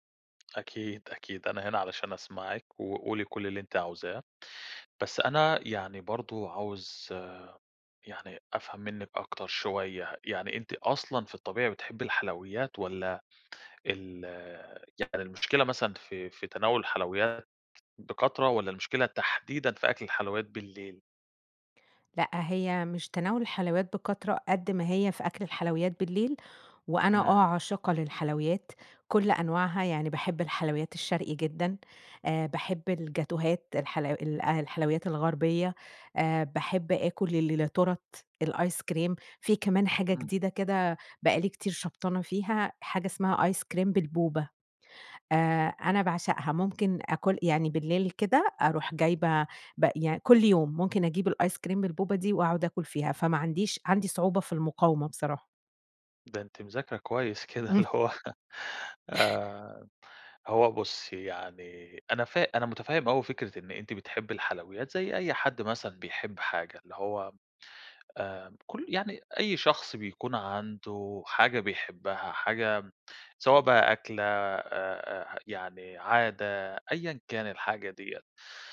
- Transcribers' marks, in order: tapping; other background noise; in English: "بالبوبا"; in English: "بالبوبا"; chuckle; laughing while speaking: "كده اللي هوّ"; chuckle
- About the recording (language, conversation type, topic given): Arabic, advice, ليه بتحسّي برغبة قوية في الحلويات بالليل وبيكون صعب عليكي تقاوميها؟